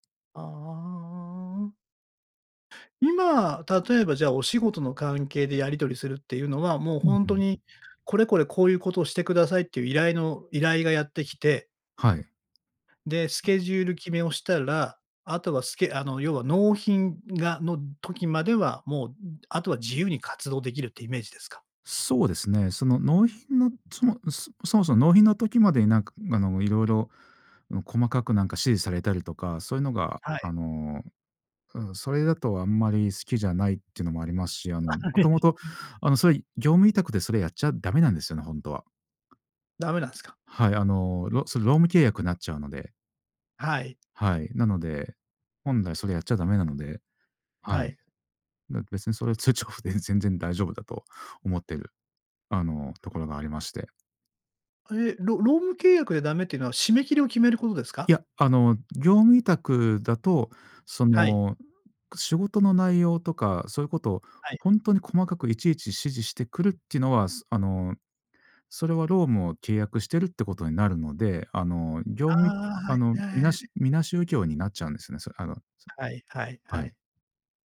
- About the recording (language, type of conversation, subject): Japanese, podcast, 通知はすべてオンにしますか、それともオフにしますか？通知設定の基準はどう決めていますか？
- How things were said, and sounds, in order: other background noise; tapping; chuckle; unintelligible speech